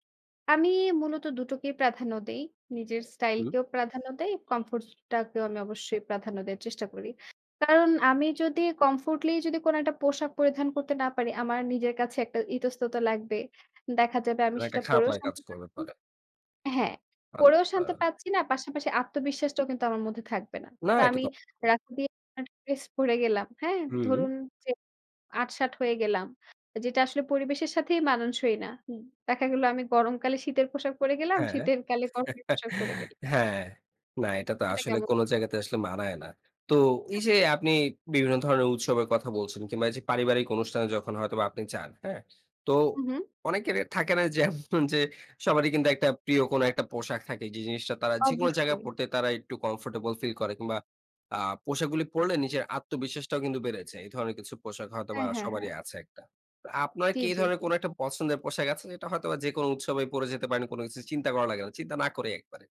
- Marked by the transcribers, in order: horn; chuckle
- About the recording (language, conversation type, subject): Bengali, podcast, উৎসব বা পারিবারিক অনুষ্ঠানে পোশাক বাছাই কেমন করেন?